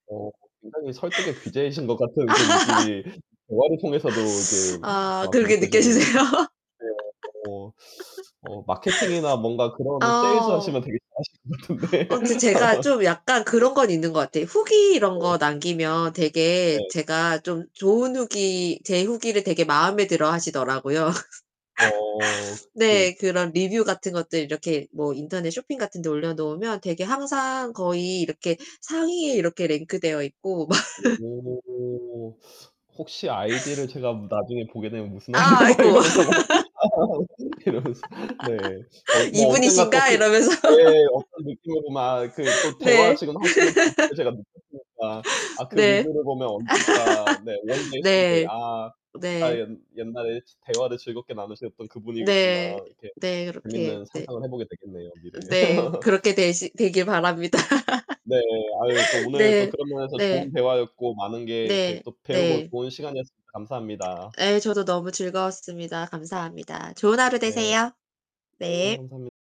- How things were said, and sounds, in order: distorted speech; laugh; laughing while speaking: "느껴지세요?"; laugh; gasp; laughing while speaking: "것 같은데"; laugh; laugh; laughing while speaking: "막"; laughing while speaking: "무슨 막 이러면서"; unintelligible speech; laugh; laughing while speaking: "이러면서"; laugh; laugh; in English: "one day, someday"; laugh; other background noise; laugh; laugh
- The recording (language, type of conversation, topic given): Korean, unstructured, 자신의 목표를 이루기 위해 다른 사람을 어떻게 설득하면 좋을까요?